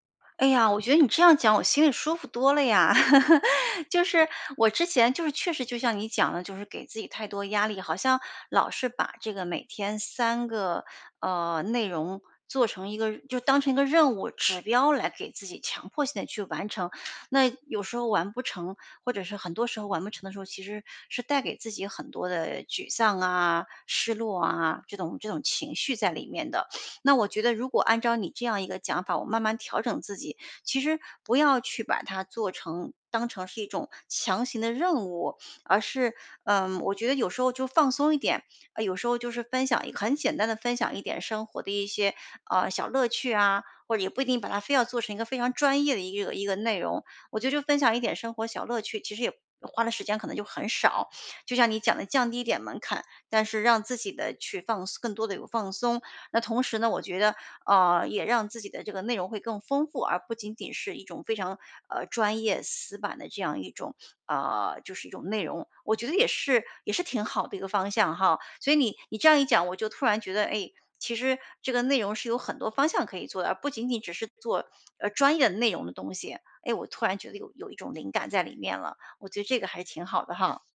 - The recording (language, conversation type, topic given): Chinese, advice, 生活忙碌时，我该如何养成每天创作的习惯？
- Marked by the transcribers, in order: laugh; other background noise